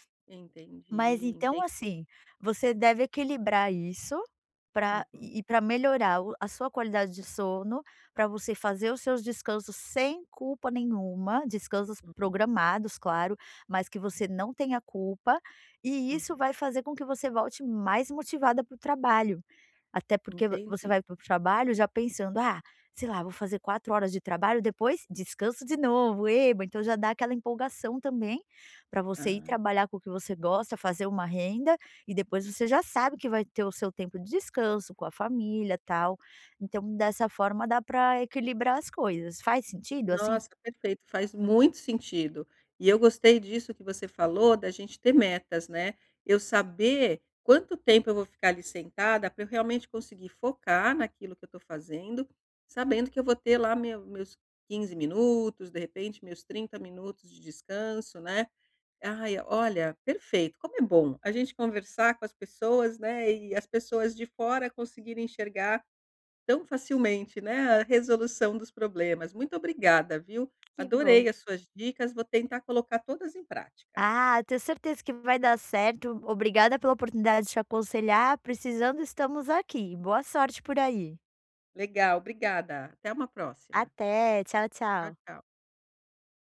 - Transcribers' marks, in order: tapping
- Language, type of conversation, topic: Portuguese, advice, Como manter a motivação sem abrir mão do descanso necessário?